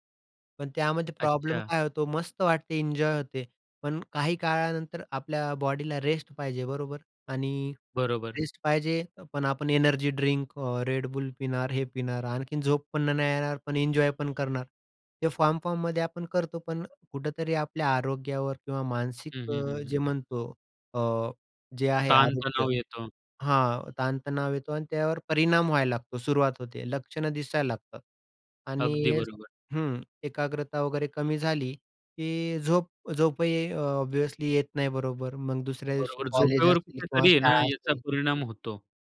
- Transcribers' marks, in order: in English: "एनर्जी ड्रिंक"; tapping; other noise; other background noise; in English: "ऑब्व्हियसली"
- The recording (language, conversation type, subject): Marathi, podcast, डिजिटल वापरापासून थोडा विराम तुम्ही कधी आणि कसा घेता?